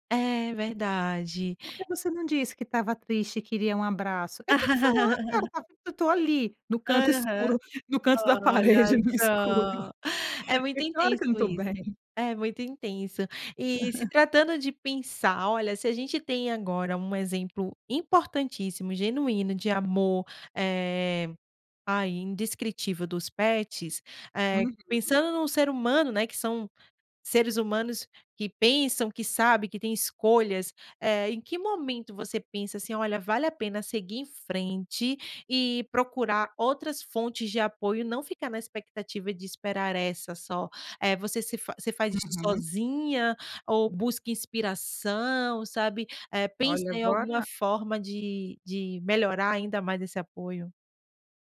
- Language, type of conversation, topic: Portuguese, podcast, Como lidar quando o apoio esperado não aparece?
- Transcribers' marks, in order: laugh; laughing while speaking: "parede e no escuro"; laugh